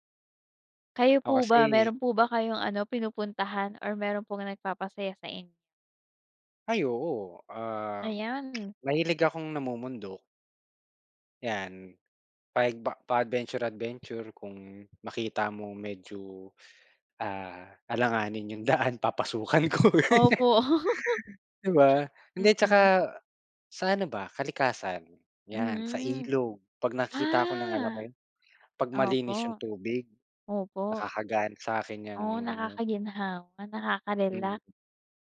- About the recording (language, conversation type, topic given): Filipino, unstructured, Ano ang mga simpleng bagay na nagpapagaan ng pakiramdam mo?
- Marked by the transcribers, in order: tapping; laughing while speaking: "daan papasukan ko"; laugh